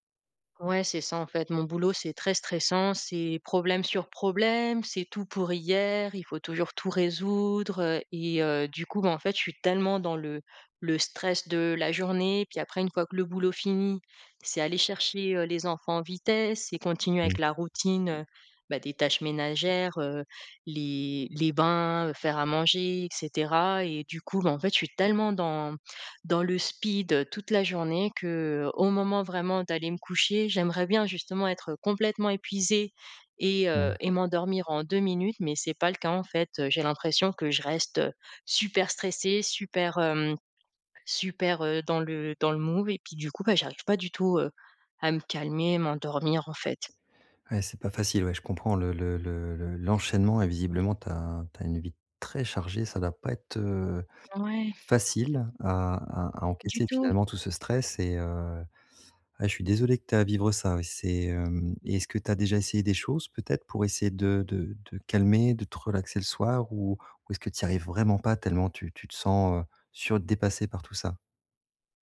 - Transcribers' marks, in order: in English: "move"; unintelligible speech
- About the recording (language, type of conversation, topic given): French, advice, Comment puis-je mieux me détendre avant de me coucher ?
- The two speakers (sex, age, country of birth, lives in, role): female, 35-39, France, Portugal, user; male, 40-44, France, France, advisor